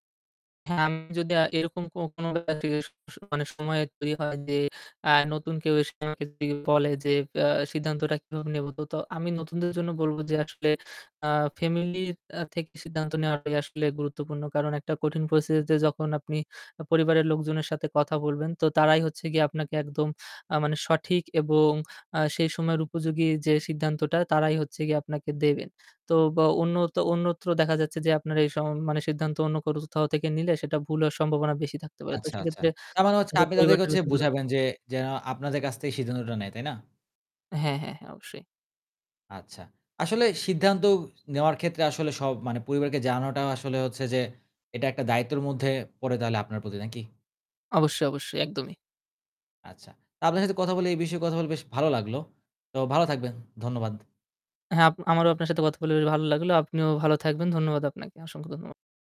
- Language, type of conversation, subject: Bengali, podcast, কঠিন সিদ্ধান্ত নেওয়ার সময় আপনি পরিবারকে কতটা জড়িয়ে রাখেন?
- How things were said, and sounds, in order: static; distorted speech; unintelligible speech; other background noise; "কোথাও" said as "করজ"; unintelligible speech; unintelligible speech